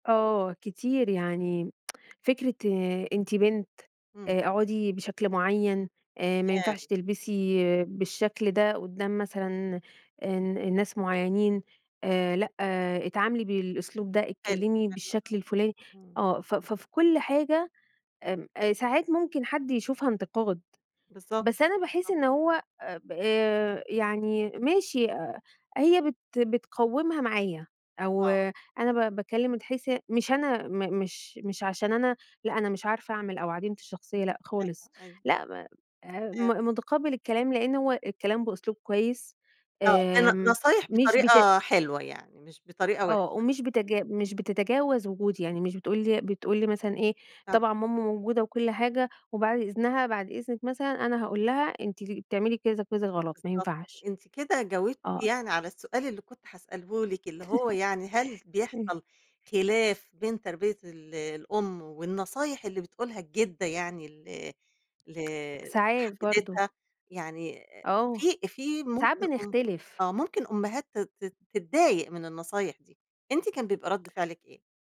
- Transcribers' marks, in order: tsk; unintelligible speech; unintelligible speech; unintelligible speech; unintelligible speech; tapping; chuckle
- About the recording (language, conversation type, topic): Arabic, podcast, إيه دور الجدود في تربية الأحفاد عندكم؟